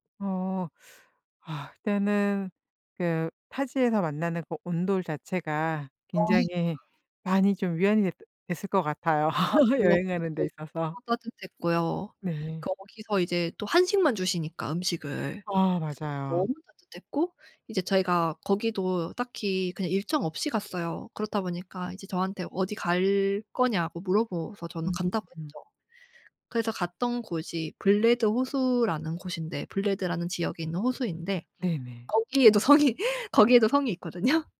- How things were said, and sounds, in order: other background noise; laugh; unintelligible speech; "물어봐서" said as "물어보서"; laughing while speaking: "성이"; laughing while speaking: "있거든요"
- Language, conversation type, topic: Korean, podcast, 여행 중 우연히 발견한 숨은 명소에 대해 들려주실 수 있나요?